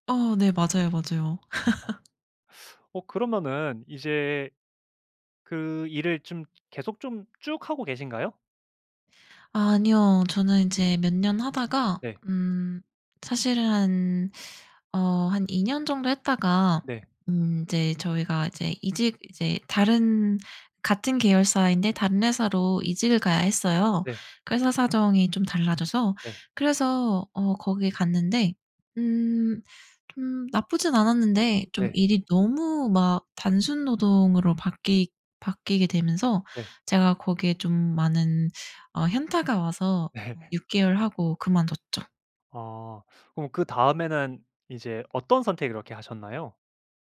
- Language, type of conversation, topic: Korean, podcast, 인생에서 가장 큰 전환점은 언제였나요?
- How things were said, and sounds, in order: laugh; teeth sucking; laugh; other background noise; laughing while speaking: "네"; other animal sound